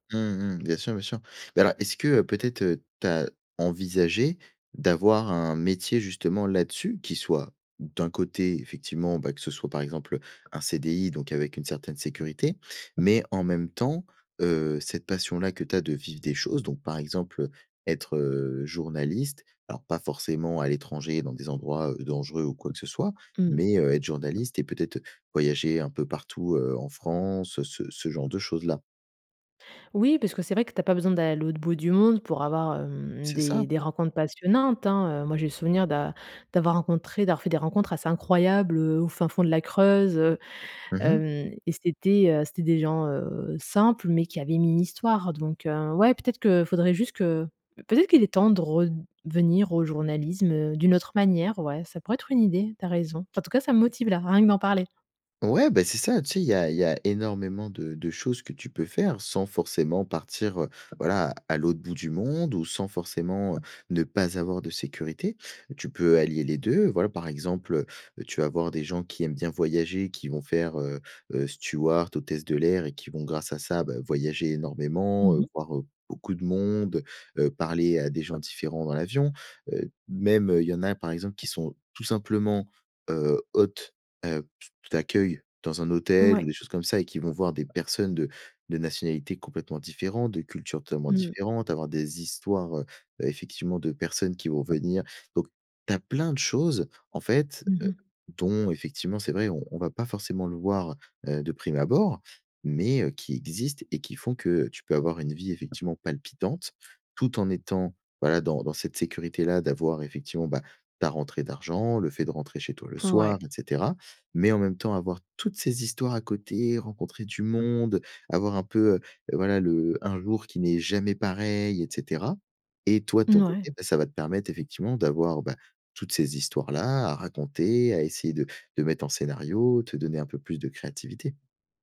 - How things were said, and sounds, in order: tapping; other background noise; stressed: "toutes"
- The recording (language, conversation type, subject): French, advice, Comment surmonter la peur de vivre une vie par défaut sans projet significatif ?